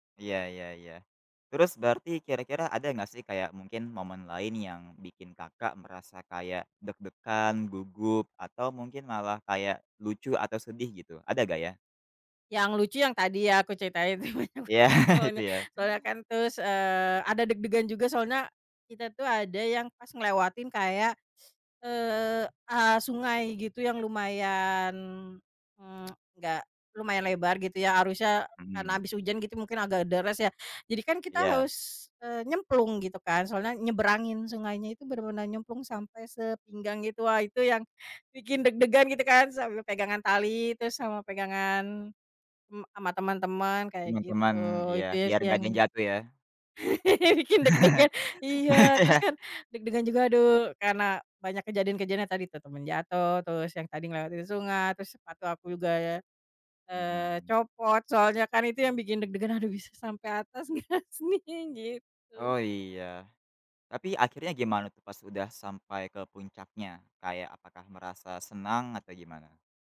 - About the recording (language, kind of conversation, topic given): Indonesian, podcast, Bagaimana pengalaman pertama kamu saat mendaki gunung atau berjalan lintas alam?
- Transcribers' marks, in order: other background noise; laughing while speaking: "Iya"; laughing while speaking: "itu banyak"; unintelligible speech; sniff; tsk; laugh; laughing while speaking: "bikin deg-degan"; laugh; laughing while speaking: "gak sih sni?"; "ini" said as "sni"